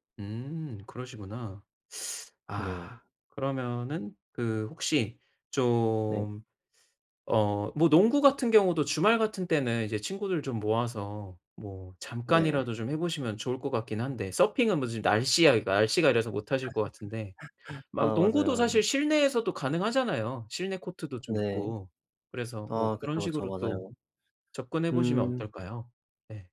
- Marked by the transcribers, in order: teeth sucking; laugh
- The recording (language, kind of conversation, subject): Korean, advice, 취미와 책임을 어떻게 균형 있게 유지할 수 있을까요?